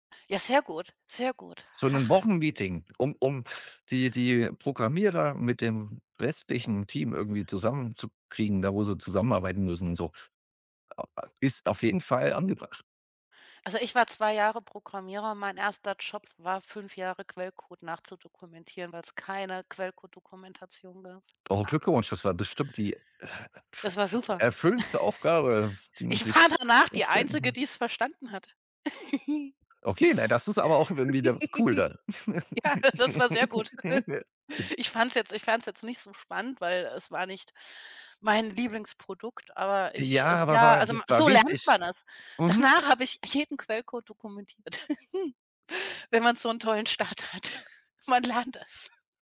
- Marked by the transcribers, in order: tapping; snort; giggle; laughing while speaking: "Ja, das war sehr gut"; chuckle; laugh; snort; chuckle; other background noise; laughing while speaking: "hat"
- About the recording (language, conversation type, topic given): German, unstructured, Wann ist der richtige Zeitpunkt, für die eigenen Werte zu kämpfen?